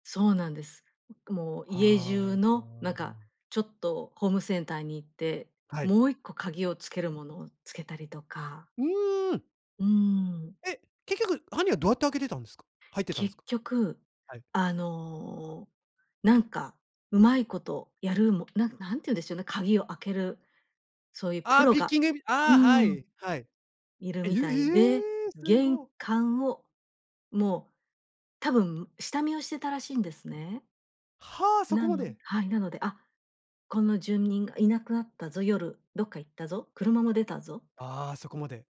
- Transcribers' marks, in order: other background noise; tapping
- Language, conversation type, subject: Japanese, podcast, どうやって失敗を乗り越えましたか？